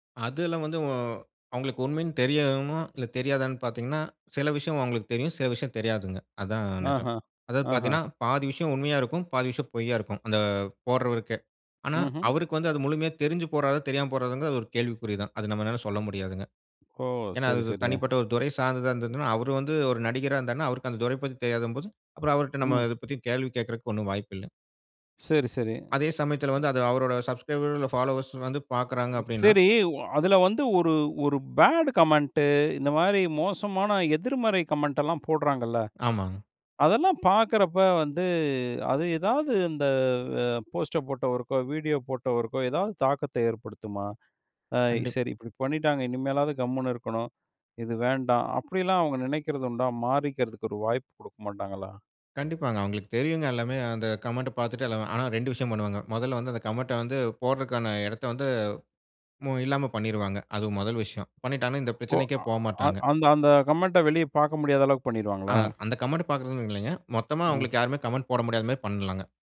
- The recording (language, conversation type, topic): Tamil, podcast, பேஸ்புக்கில் கிடைக்கும் லைக் மற்றும் கருத்துகளின் அளவு உங்கள் மனநிலையை பாதிக்கிறதா?
- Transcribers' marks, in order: in English: "சப்ஸ்கரைபர்"; in English: "ஃபாலோயர்ஸ்"; in English: "பேடு கமெண்ட்டு"; in English: "கமெண்ட்ட"; in English: "கமெண்ட்ட"; in English: "கமெண்ட்ட"; in English: "கமெண்ட்"; in English: "கமெண்ட்"